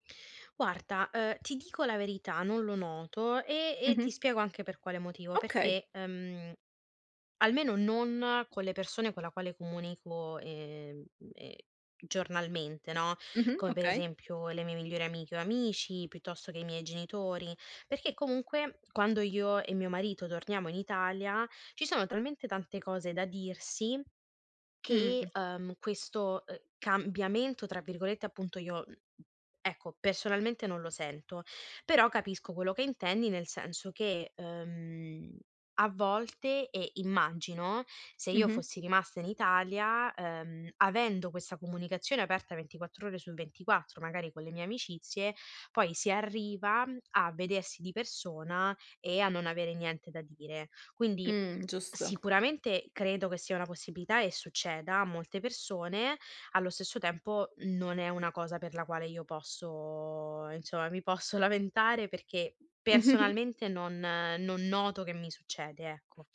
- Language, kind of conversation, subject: Italian, podcast, In che modo la tecnologia influisce sul modo in cui le famiglie esprimono affetto e si prendono cura l’una dell’altra?
- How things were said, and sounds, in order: tapping; other background noise; chuckle